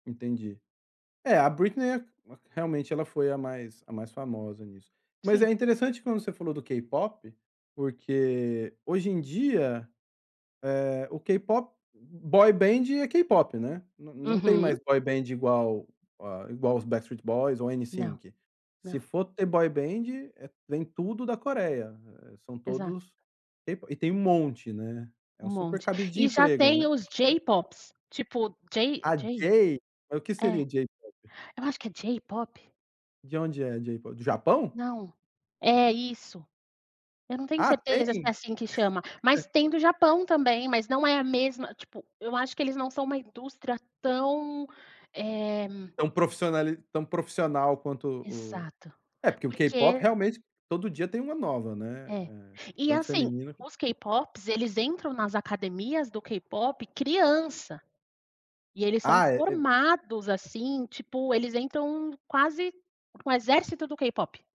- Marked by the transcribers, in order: in English: "boy band"; in English: "boy band"; in English: "boy band"; in English: "J-pops"; in English: "J J"; in English: "J-pop"; in English: "J-pop?"
- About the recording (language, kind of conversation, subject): Portuguese, podcast, O que faz uma música virar hit hoje, na sua visão?